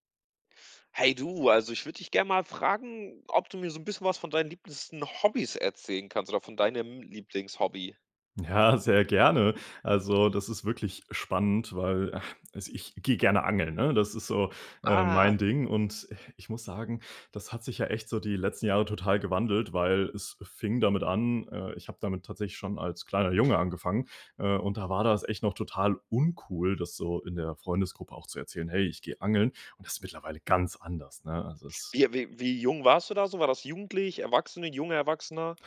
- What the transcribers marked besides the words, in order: joyful: "Ja, sehr gerne"; chuckle; surprised: "Ah"
- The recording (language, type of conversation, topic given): German, podcast, Was ist dein liebstes Hobby?
- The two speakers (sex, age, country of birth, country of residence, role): male, 20-24, Germany, Germany, guest; male, 20-24, Germany, Portugal, host